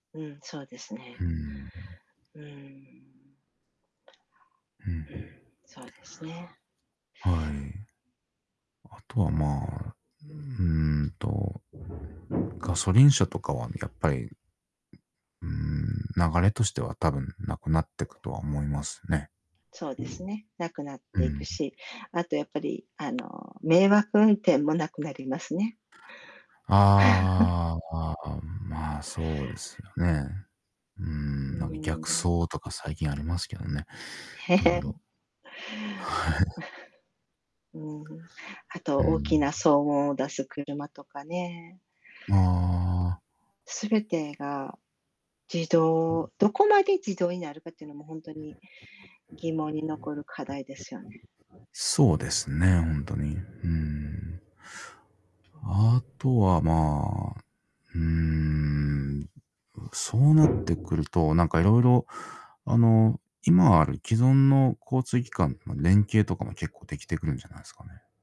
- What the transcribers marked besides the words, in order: distorted speech; tapping; other background noise; drawn out: "ああ"; chuckle; chuckle; static
- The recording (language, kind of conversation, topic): Japanese, unstructured, 未来の交通はどのように変わっていくと思いますか？